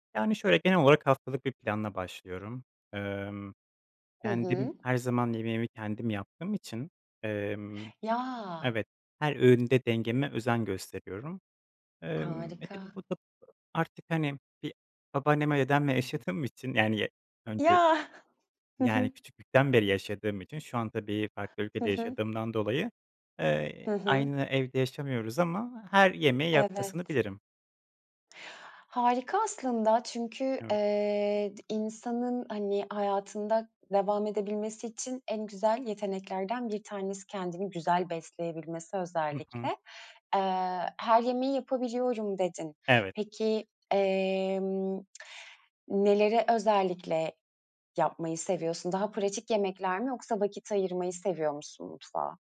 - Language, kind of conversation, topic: Turkish, podcast, Günlük yemek planını nasıl oluşturuyorsun?
- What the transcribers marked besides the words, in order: other background noise; laughing while speaking: "için"; laughing while speaking: "Ya"